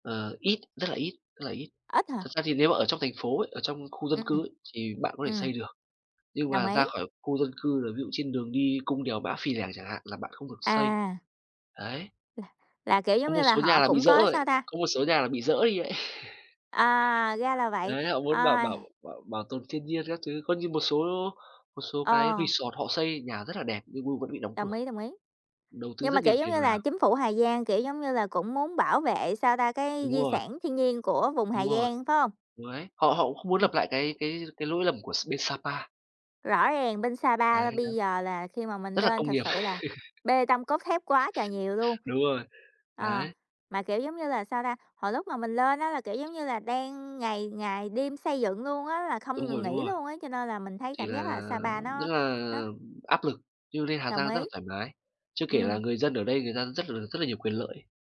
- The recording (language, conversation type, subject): Vietnamese, unstructured, Bạn nghĩ gì về việc du lịch khiến người dân địa phương bị đẩy ra khỏi nhà?
- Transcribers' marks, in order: "Mã Pí Lèng" said as "Mã Phì Lèng"; tapping; unintelligible speech; chuckle; laugh; other background noise